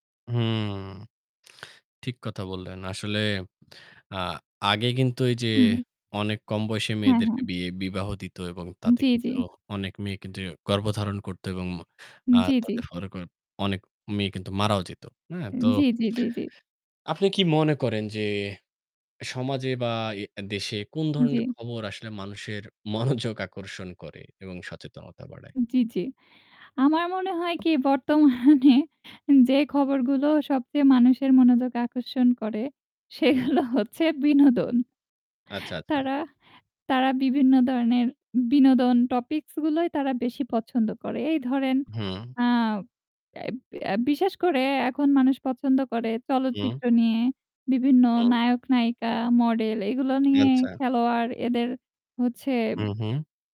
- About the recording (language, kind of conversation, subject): Bengali, unstructured, খবরের মাধ্যমে সামাজিক সচেতনতা কতটা বাড়ানো সম্ভব?
- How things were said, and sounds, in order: static; laughing while speaking: "বর্তমানে যে"; laughing while speaking: "সেগুলো হচ্ছে বিনোদন"